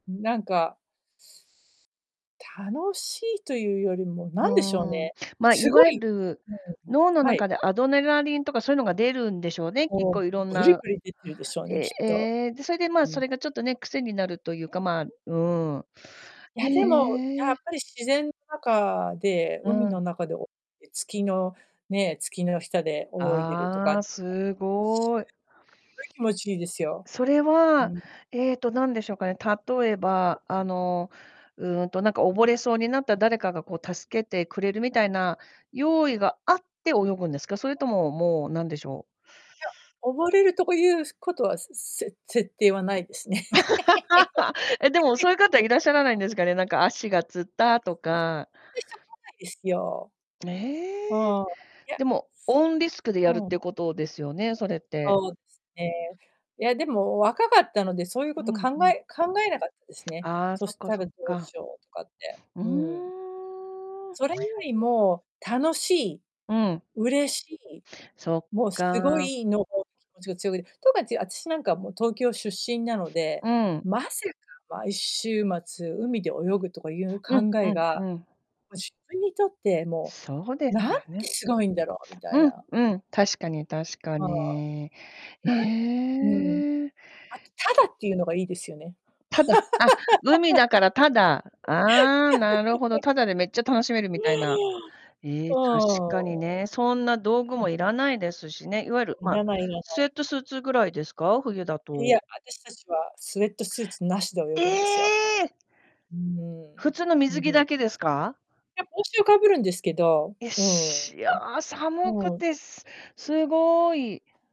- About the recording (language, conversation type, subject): Japanese, unstructured, スポーツを通じてどんな楽しさを感じますか？
- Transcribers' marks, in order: distorted speech; other background noise; "アドレナリン" said as "アドネラリン"; laugh; in English: "オーンリスク"; laugh; surprised: "ええ！"